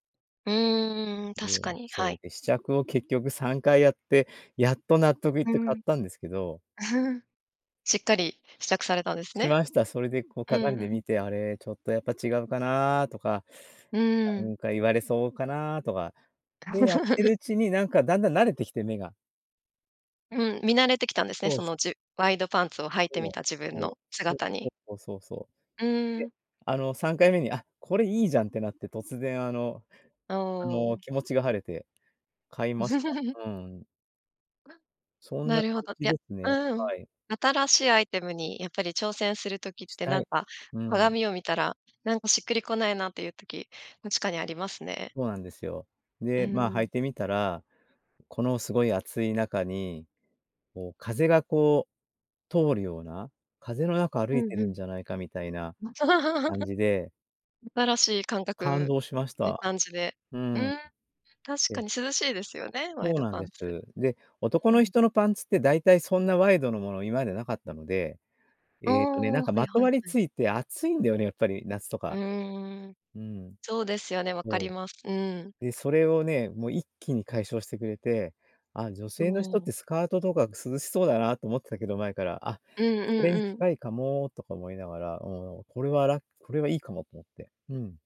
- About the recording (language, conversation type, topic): Japanese, podcast, 今の服の好みはどうやって決まった？
- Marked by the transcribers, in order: chuckle; laughing while speaking: "多分"; chuckle; other background noise; chuckle; laugh